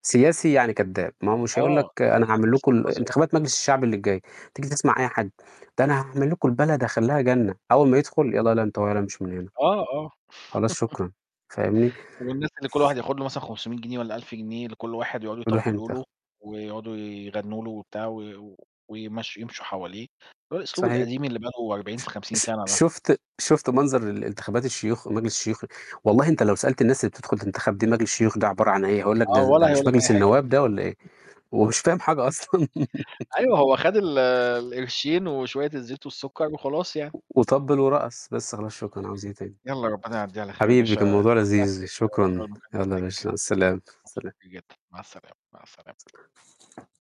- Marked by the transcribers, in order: static; tapping; laugh; chuckle; laugh; distorted speech; unintelligible speech; other background noise
- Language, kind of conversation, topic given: Arabic, unstructured, هل إنت شايف إن الصدق دايمًا أحسن سياسة؟